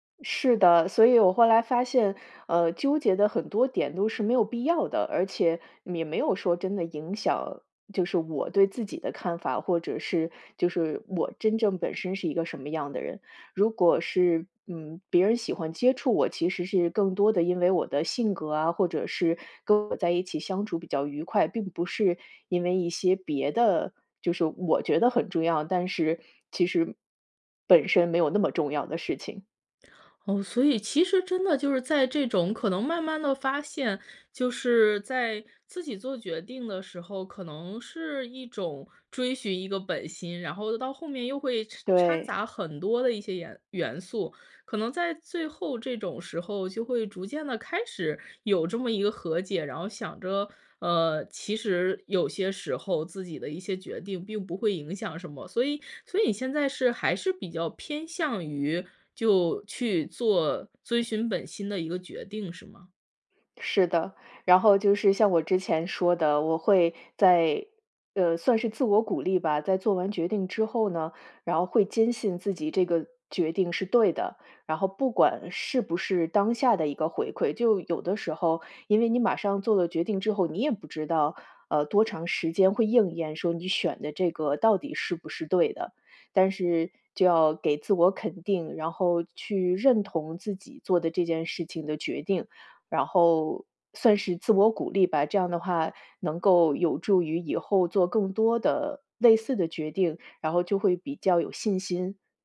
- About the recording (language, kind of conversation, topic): Chinese, podcast, 你有什么办法能帮自己更快下决心、不再犹豫吗？
- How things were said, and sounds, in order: none